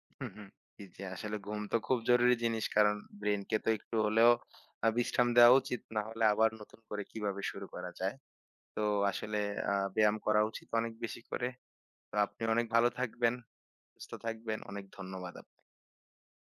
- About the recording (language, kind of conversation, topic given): Bengali, podcast, ভালো ঘুমের জন্য আপনার সহজ টিপসগুলো কী?
- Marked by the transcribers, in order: tapping